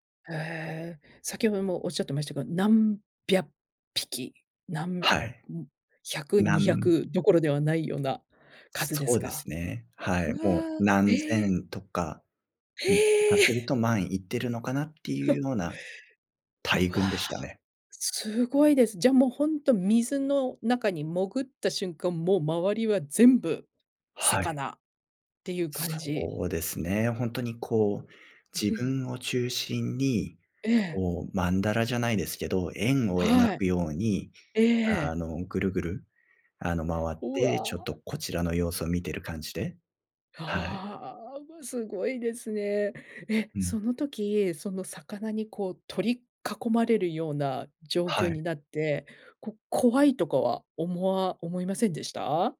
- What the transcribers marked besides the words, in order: chuckle; other background noise; chuckle
- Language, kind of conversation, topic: Japanese, podcast, 忘れられない景色を一つだけ挙げるとしたら？